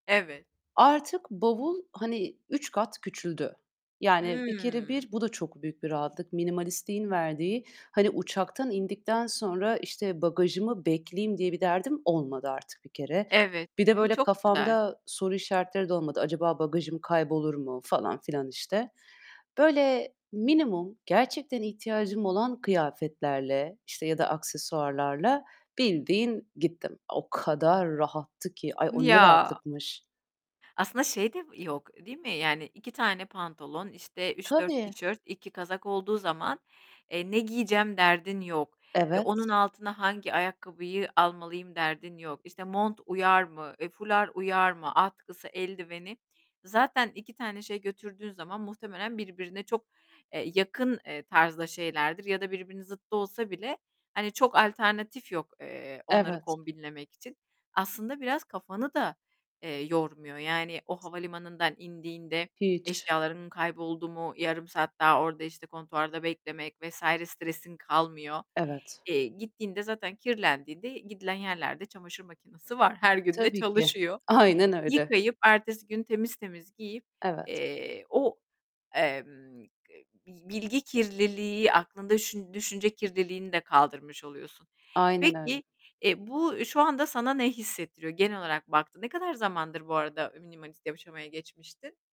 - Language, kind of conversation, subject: Turkish, podcast, Minimalist olmak seni zihinsel olarak rahatlatıyor mu?
- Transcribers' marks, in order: other background noise; distorted speech; other noise; tapping